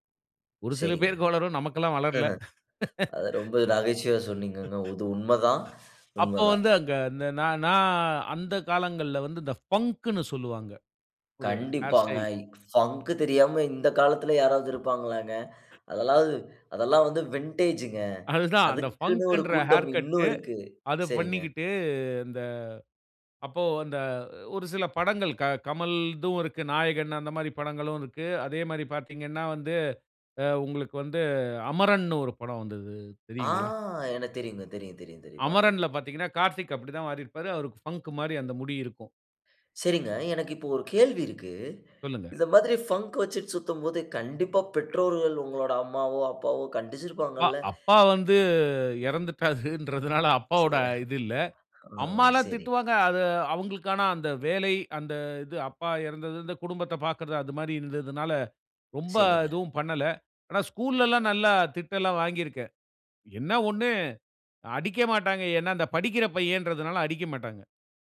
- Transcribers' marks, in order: laugh; laugh; other noise; in English: "ஃபங்குனு"; in English: "ஹேர் ஸ்டைல்"; trusting: "கண்டிப்பாங்க. ஃபங்கு தெரியாம இந்த காலத்துல யாராவது இருப்பாங்களாங்க"; in English: "ஃபங்கு"; other background noise; in English: "வின்டேஜுங்க"; laughing while speaking: "அதுதான்"; in English: "ஃபங்குன்ற ஹேர் கட்டு"; in English: "ஃபங்கு"; anticipating: "இந்த மாதிரி ஃபங்கு வெச்சுட்டு சுத்தும்போது கண்டிப்பா பெற்றோர்கள் உங்களுடைய அம்மாவோ அப்பாவோ கண்டிச்சுருப்பாங்கள?"; in English: "ஃபங்கு"
- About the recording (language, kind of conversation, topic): Tamil, podcast, தனித்துவமான ஒரு அடையாள தோற்றம் உருவாக்கினாயா? அதை எப்படி உருவாக்கினாய்?